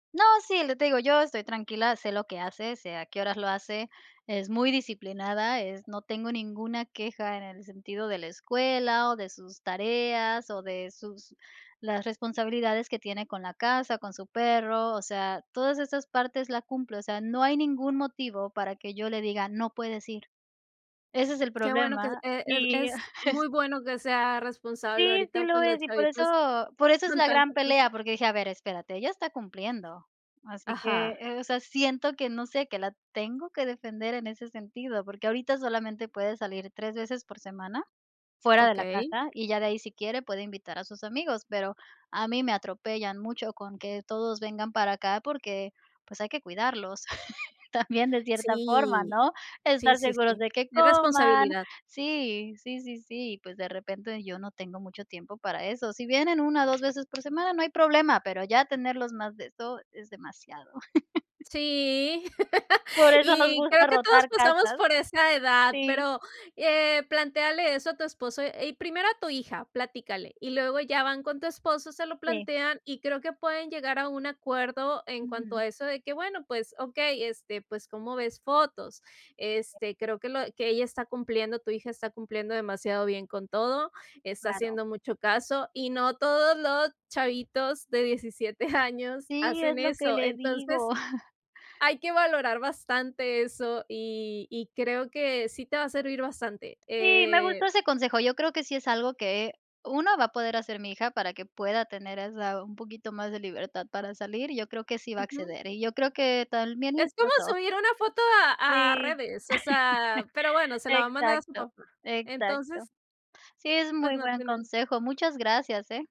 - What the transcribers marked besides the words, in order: chuckle; laugh; tapping; chuckle; laugh; other noise; laughing while speaking: "años"; chuckle; chuckle
- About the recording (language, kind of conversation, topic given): Spanish, advice, ¿Cómo puedo manejar las peleas recurrentes con mi pareja sobre la crianza de nuestros hijos?